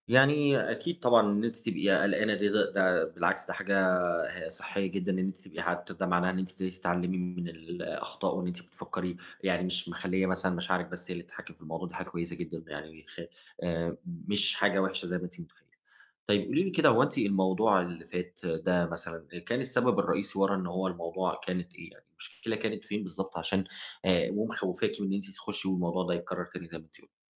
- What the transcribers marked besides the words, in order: distorted speech
- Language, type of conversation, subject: Arabic, advice, إزاي أقدر أبدأ علاقة جديدة بعد ما فقدت حد قريب، وأتكلم بصراحة ووضوح مع الشخص اللي بتعرّف عليه؟